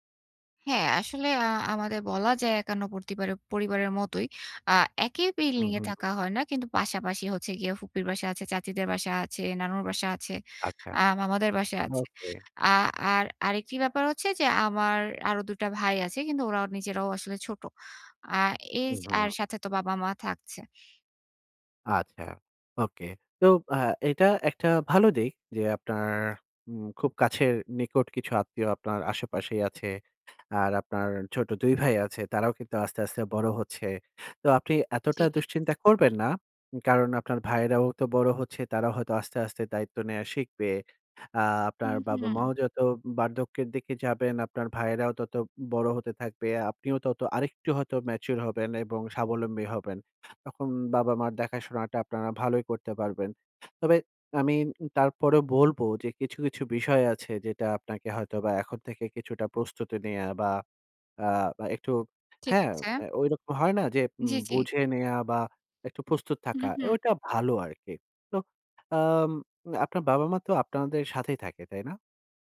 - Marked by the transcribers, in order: drawn out: "আম"
- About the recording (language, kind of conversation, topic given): Bengali, advice, মা-বাবার বয়স বাড়লে তাদের দেখাশোনা নিয়ে আপনি কীভাবে ভাবছেন?